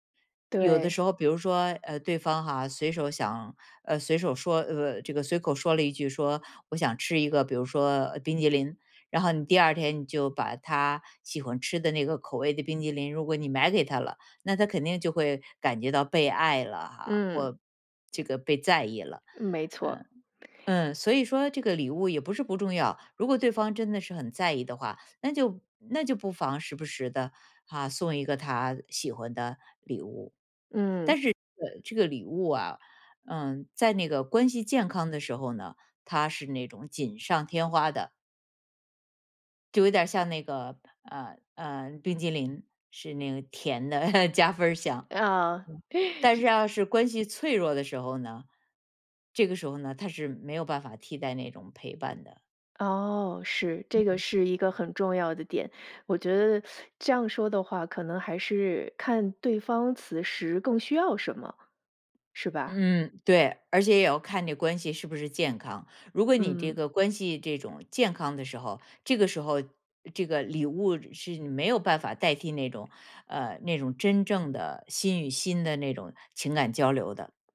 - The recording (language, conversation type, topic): Chinese, podcast, 你觉得陪伴比礼物更重要吗？
- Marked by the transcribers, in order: chuckle; teeth sucking